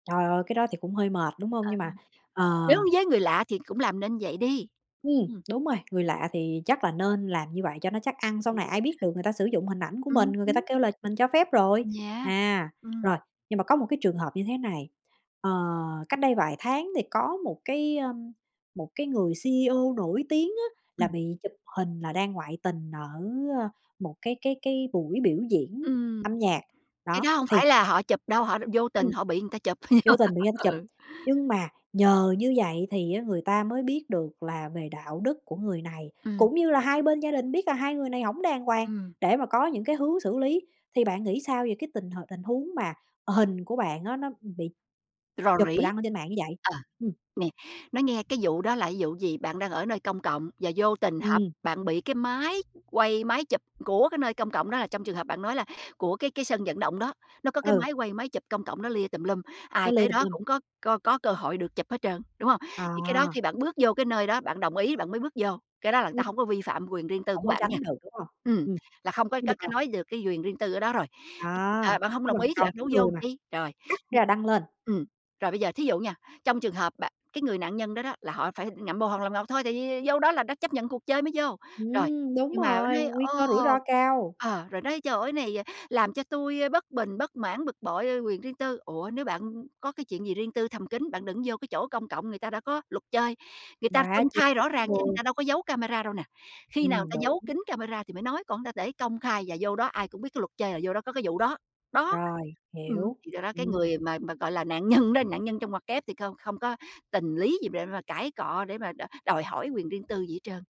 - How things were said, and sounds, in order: tapping; other background noise; unintelligible speech; in English: "C-E-O"; laugh; unintelligible speech; unintelligible speech; unintelligible speech; laughing while speaking: "nhân"
- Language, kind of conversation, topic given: Vietnamese, podcast, Bạn sẽ làm gì nếu có người chụp ảnh bạn rồi đăng lên mạng mà chưa xin phép?